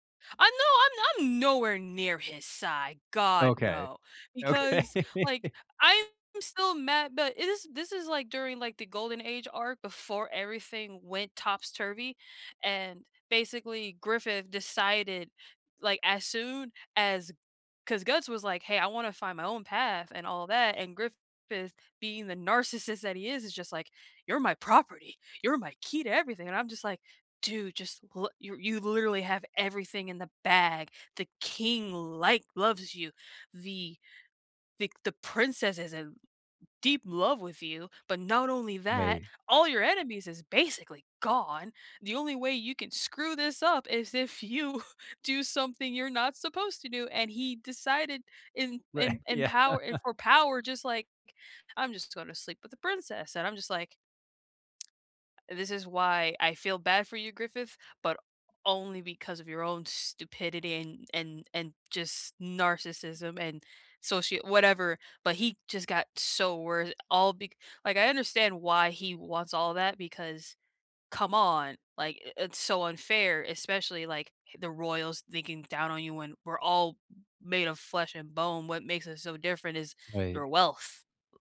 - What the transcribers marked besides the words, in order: laughing while speaking: "Okay"; laugh; put-on voice: "You're my property. You're my key to everything"; stressed: "bag"; laughing while speaking: "you"; laughing while speaking: "Right. Yeah"; chuckle; tsk; stressed: "only"
- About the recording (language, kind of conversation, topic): English, unstructured, What is your favorite way to relax after a busy day?
- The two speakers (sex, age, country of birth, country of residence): female, 30-34, United States, United States; male, 30-34, United States, United States